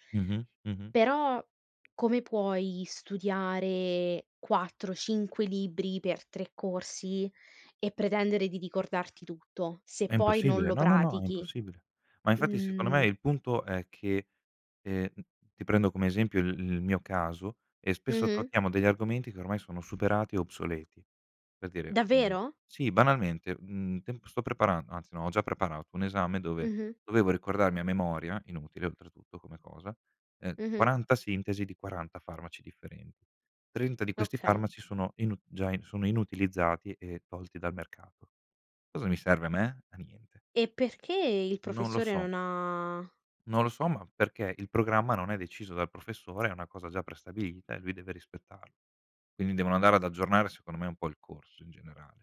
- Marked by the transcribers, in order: none
- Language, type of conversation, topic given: Italian, unstructured, Credi che la scuola sia uguale per tutti gli studenti?